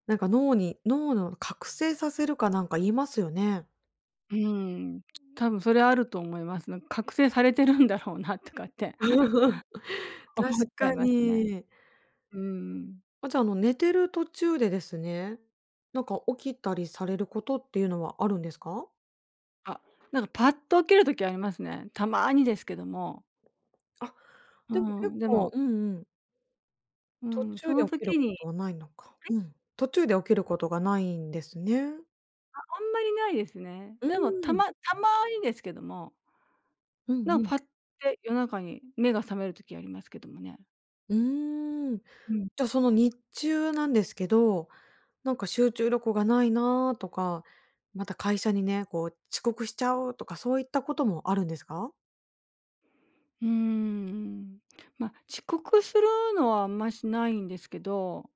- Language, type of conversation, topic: Japanese, advice, スマホで夜更かしして翌日だるさが取れない
- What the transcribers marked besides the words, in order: laughing while speaking: "されてるんだろうな"; laugh; other background noise